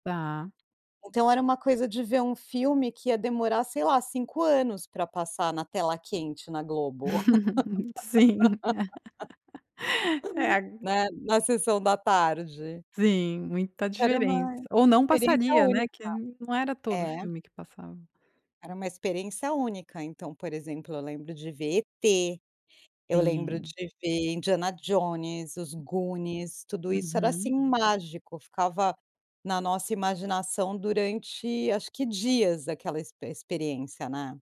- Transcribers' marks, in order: tapping; laugh; other background noise
- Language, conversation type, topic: Portuguese, podcast, Como era ir ao cinema quando você era criança?